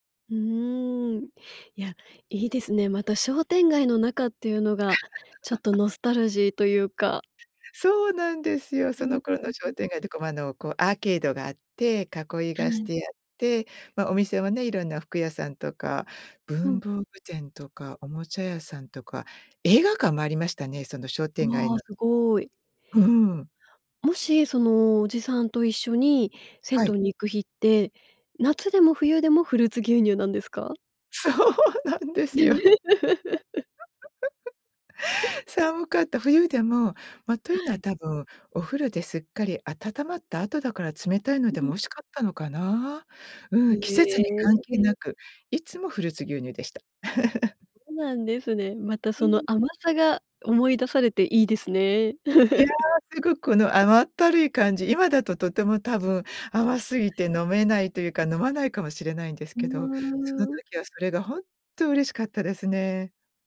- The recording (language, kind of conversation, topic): Japanese, podcast, 子どもの頃にほっとする味として思い出すのは何ですか？
- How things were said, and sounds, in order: chuckle; chuckle; laughing while speaking: "そうなんですよ"; laugh; chuckle; chuckle; chuckle; unintelligible speech